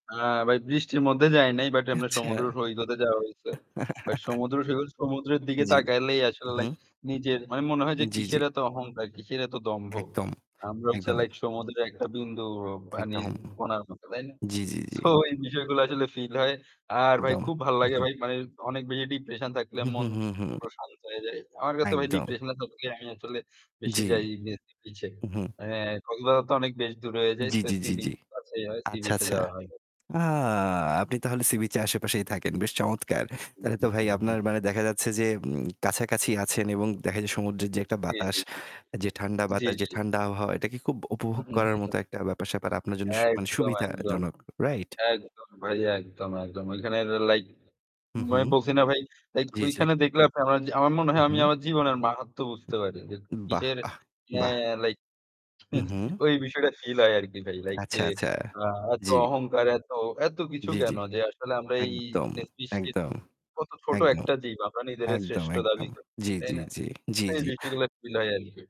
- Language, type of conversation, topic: Bengali, unstructured, প্রকৃতির কোন অংশ তোমাকে সবচেয়ে বেশি আনন্দ দেয়?
- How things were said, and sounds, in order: static; chuckle; scoff; in English: "feel"; in English: "depression"; distorted speech; in English: "depression"; tapping; other background noise; unintelligible speech; unintelligible speech; chuckle; in English: "feel"; in English: "feel"